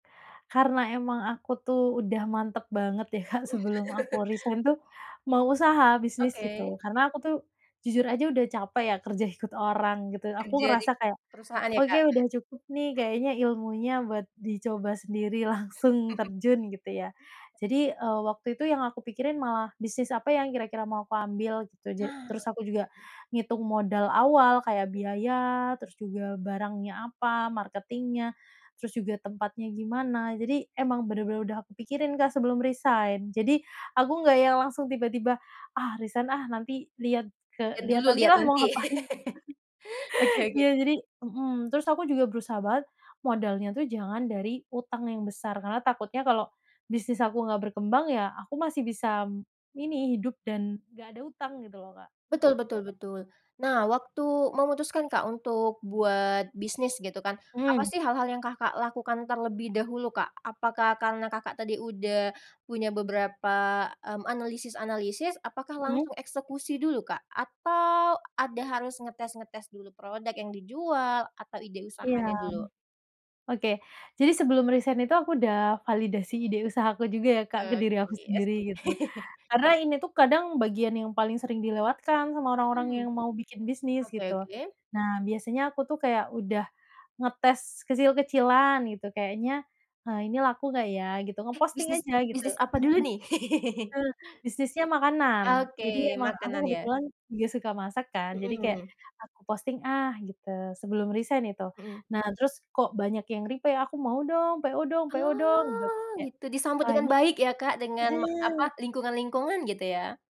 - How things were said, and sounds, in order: laugh; in English: "resign"; in English: "resign"; in English: "resign"; laughing while speaking: "ngapain"; laugh; in English: "resign"; laugh; laugh; in English: "resign"; in English: "reply"; drawn out: "Oh"
- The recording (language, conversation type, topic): Indonesian, podcast, Apa saja yang perlu dipertimbangkan sebelum berhenti kerja dan memulai usaha sendiri?